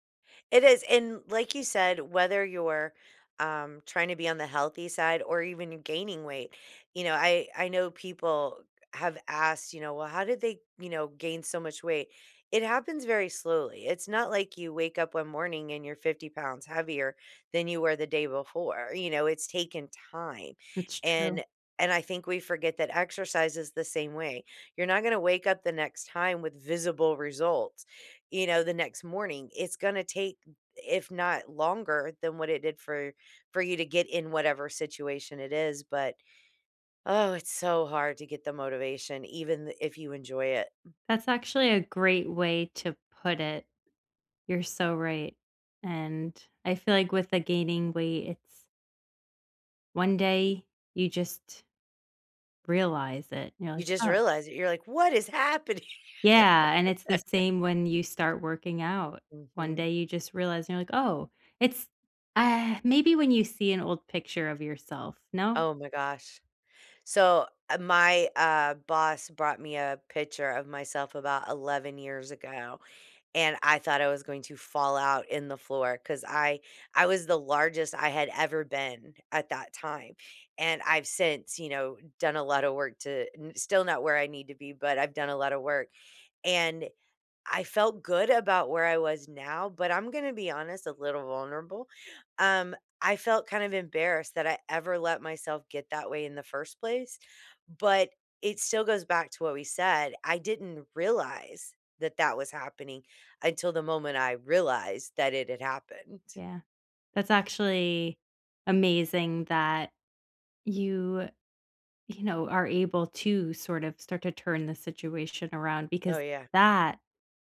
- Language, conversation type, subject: English, unstructured, How do you measure progress in hobbies that don't have obvious milestones?
- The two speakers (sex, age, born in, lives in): female, 35-39, United States, United States; female, 50-54, United States, United States
- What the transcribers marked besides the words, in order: other background noise; laughing while speaking: "happening?!"; chuckle; sigh